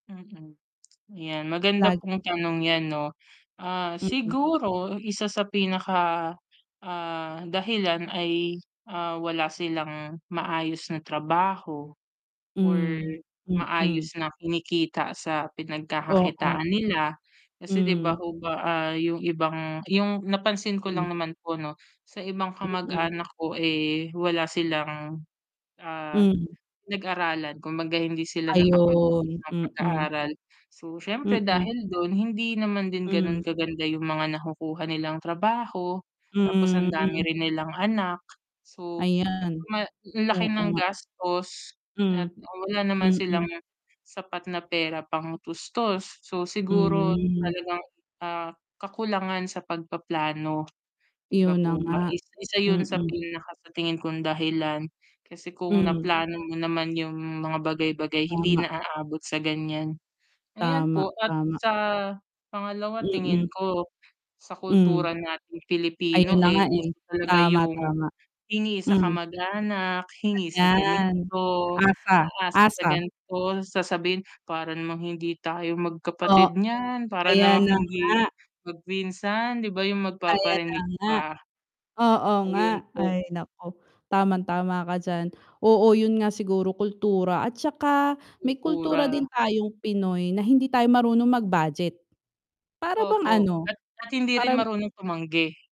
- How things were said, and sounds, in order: tapping; mechanical hum; distorted speech
- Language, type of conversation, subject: Filipino, unstructured, Paano mo hinaharap ang mga taong palaging nanghihingi ng pera sa iyo?